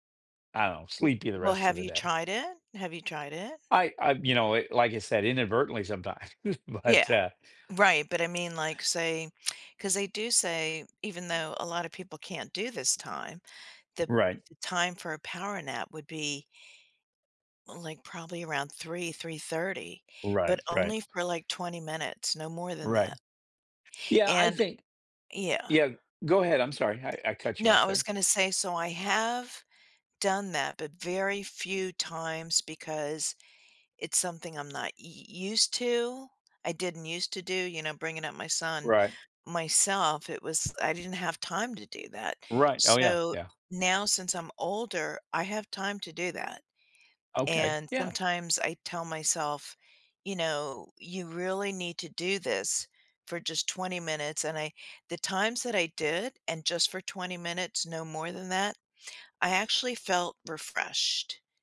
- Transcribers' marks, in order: chuckle; tapping; lip smack; other background noise
- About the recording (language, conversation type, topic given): English, unstructured, How do you decide when to rest versus pushing through tiredness during a busy day?
- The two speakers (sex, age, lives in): female, 65-69, United States; male, 60-64, United States